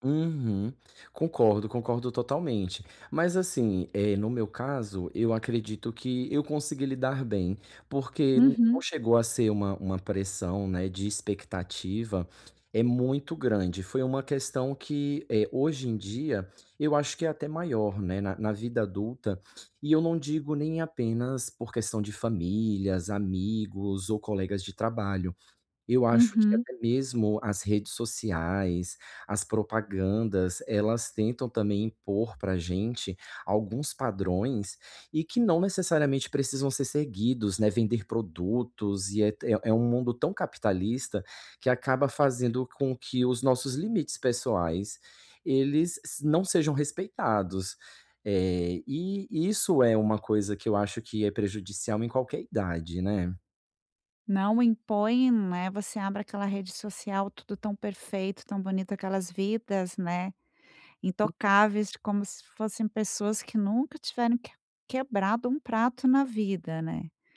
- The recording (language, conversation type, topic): Portuguese, advice, Como posso lidar com a pressão social ao tentar impor meus limites pessoais?
- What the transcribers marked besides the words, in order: other noise